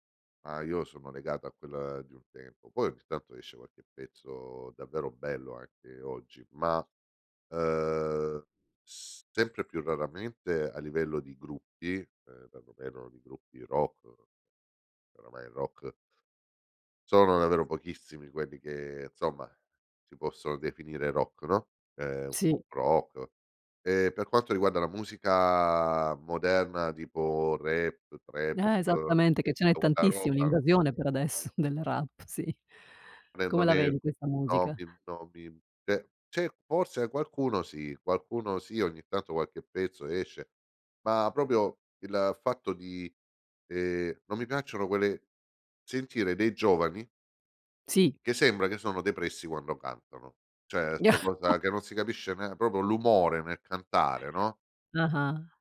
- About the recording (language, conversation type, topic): Italian, podcast, Quale canzone ti riporta subito indietro nel tempo, e perché?
- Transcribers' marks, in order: other background noise; background speech; laughing while speaking: "adesso del rap, sì"; unintelligible speech; "cioè" said as "ceh"; "cioè" said as "ceh"; chuckle; "proprio" said as "propo"